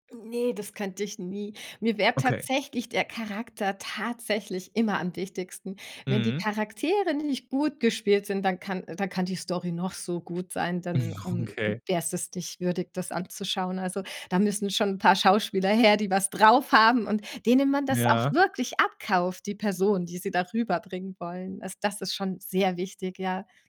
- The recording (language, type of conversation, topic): German, podcast, Was macht eine Serie binge-würdig?
- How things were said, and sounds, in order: stressed: "tatsächlich"; other background noise; chuckle; anticipating: "die was drauf haben und denen man das auch wirklich abkauft"